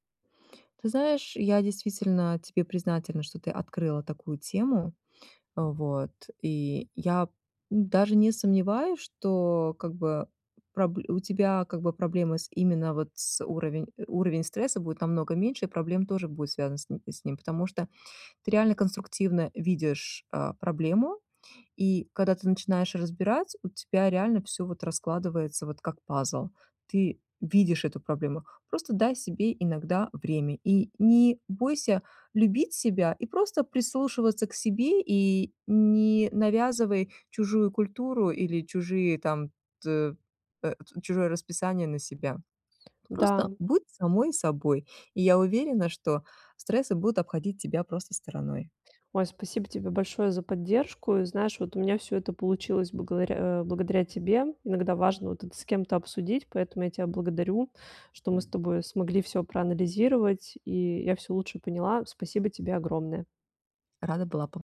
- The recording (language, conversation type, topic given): Russian, advice, Какие короткие техники помогут быстро снизить уровень стресса?
- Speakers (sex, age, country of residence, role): female, 40-44, Italy, user; female, 40-44, United States, advisor
- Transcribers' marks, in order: tapping; other background noise